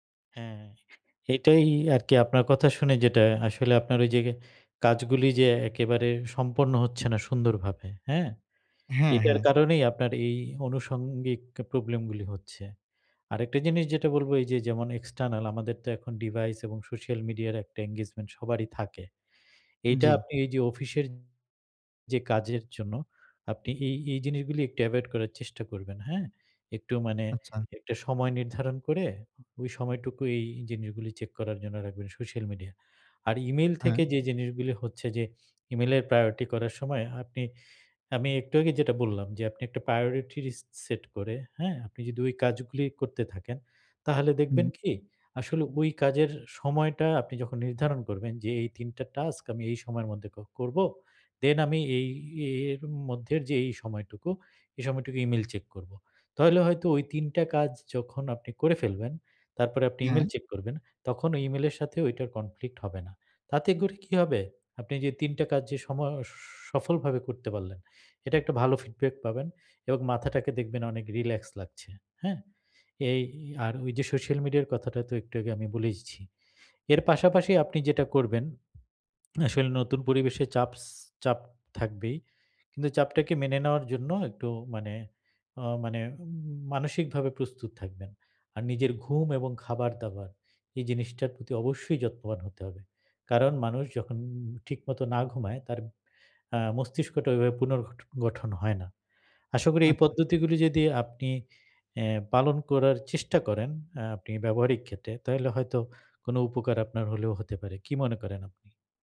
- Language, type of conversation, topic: Bengali, advice, কাজের সময় কীভাবে বিভ্রান্তি কমিয়ে মনোযোগ বাড়ানো যায়?
- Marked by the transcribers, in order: tapping; "আনুষঙ্গিক" said as "অনুষঙ্গিক"; in English: "এক্সটার্নাল"; in English: "এনগেজমেন্ট"; in English: "প্রায়োরিটি"; in English: "কনফ্লিক্ট"; in English: "ফিডব্যাক"